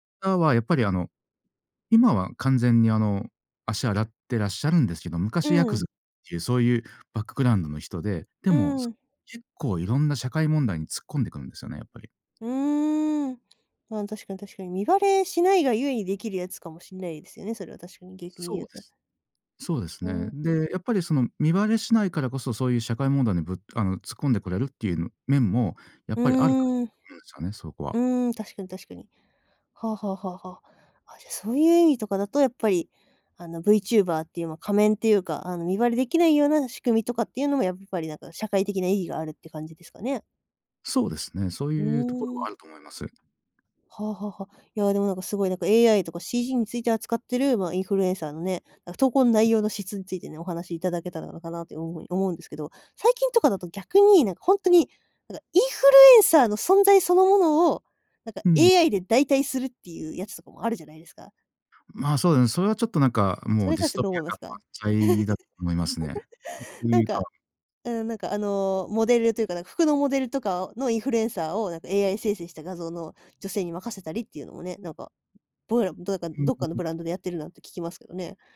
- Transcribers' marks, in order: tapping; in English: "バックグラウンド"; in English: "インフルエンサー"; in English: "インフルエンサー"; in English: "ディストピア"; giggle; in English: "インフルエンサー"
- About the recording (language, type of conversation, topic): Japanese, podcast, AIやCGのインフルエンサーをどう感じますか？